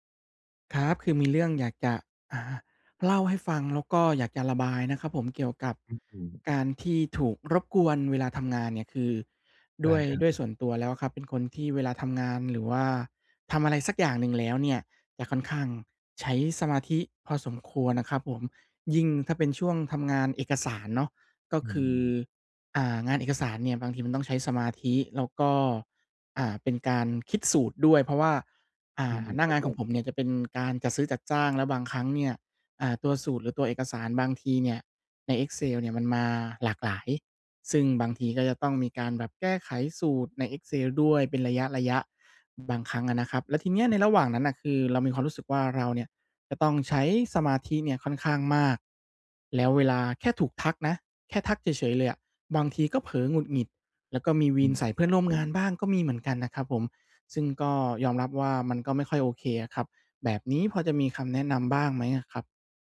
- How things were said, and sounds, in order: other background noise
- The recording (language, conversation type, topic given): Thai, advice, จะทำอย่างไรให้มีสมาธิกับงานสร้างสรรค์เมื่อถูกรบกวนบ่อยๆ?